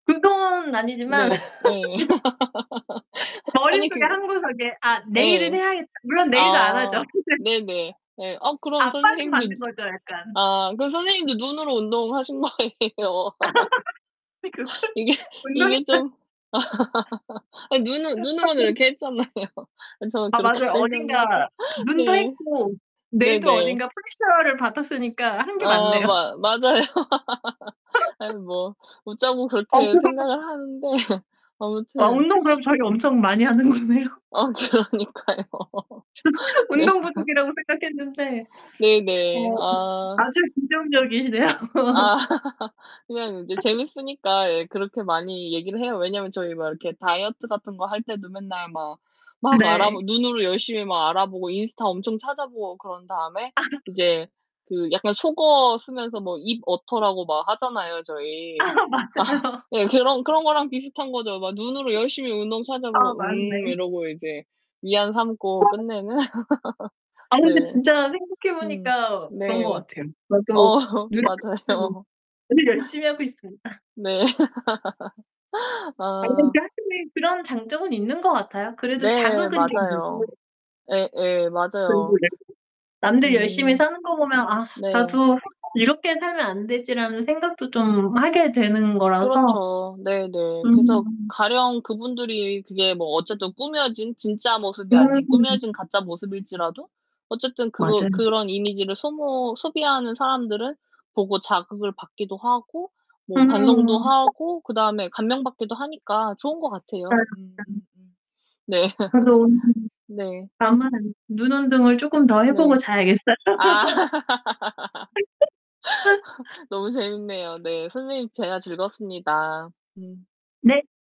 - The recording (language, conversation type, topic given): Korean, unstructured, SNS에서 진짜 내 모습을 드러내기 어려운 이유는 뭐라고 생각하나요?
- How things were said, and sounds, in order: background speech; laugh; laughing while speaking: "지금"; laugh; other background noise; laugh; laughing while speaking: "거 아니예요. 이게"; laugh; laughing while speaking: "그러고 운동했다"; laugh; laugh; laughing while speaking: "했잖아요. 저는 그렇게"; tapping; distorted speech; laughing while speaking: "맞네요"; laughing while speaking: "맞아요"; laugh; laughing while speaking: "하는데"; laughing while speaking: "거네요"; laughing while speaking: "그러니까요. 네"; laughing while speaking: "저는"; laughing while speaking: "긍정적이시네요"; laugh; laughing while speaking: "아"; laugh; laughing while speaking: "아"; laughing while speaking: "아 맞아요"; laugh; unintelligible speech; laughing while speaking: "끝내는"; laugh; laughing while speaking: "어 맞아요"; unintelligible speech; laughing while speaking: "있습니다"; laugh; laughing while speaking: "네"; laugh; unintelligible speech; unintelligible speech; laugh; unintelligible speech; laugh; laughing while speaking: "자야겠어요"; laugh